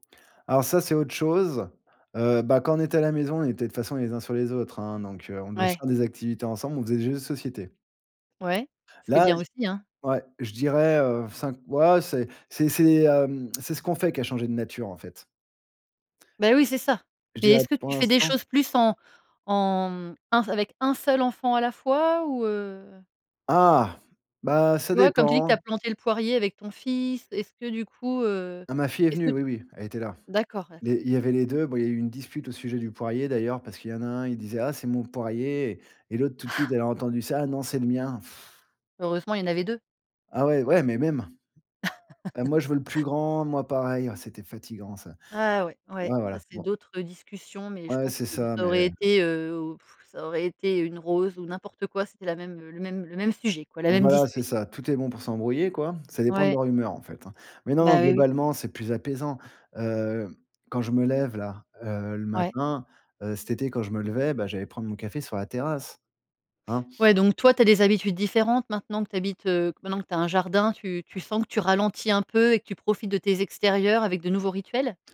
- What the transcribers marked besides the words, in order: other background noise; tongue click; tapping; chuckle; sigh; laugh
- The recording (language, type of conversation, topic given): French, podcast, Qu'est-ce que la nature t'apporte au quotidien?